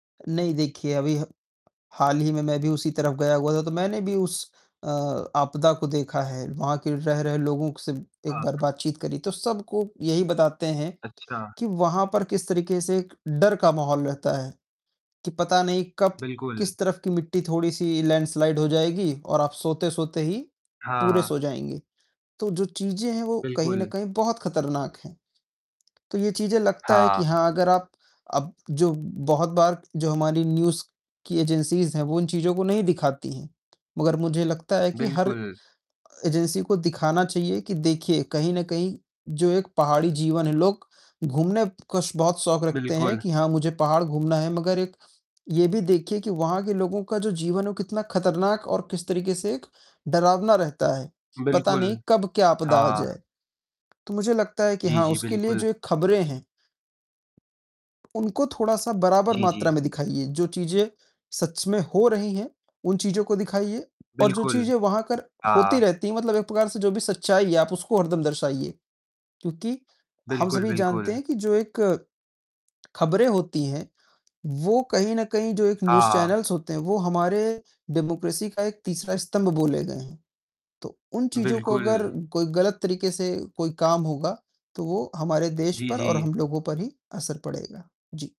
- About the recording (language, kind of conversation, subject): Hindi, unstructured, क्या आपको लगता है कि खबरें अधिक नकारात्मक होती हैं या अधिक सकारात्मक?
- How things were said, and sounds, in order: distorted speech; other background noise; in English: "लैंडस्लाइड"; tapping; in English: "न्यूज़"; in English: "एजेंसीज़"; in English: "न्यूज़ चैनल्स"; in English: "डेमोक्रेसी"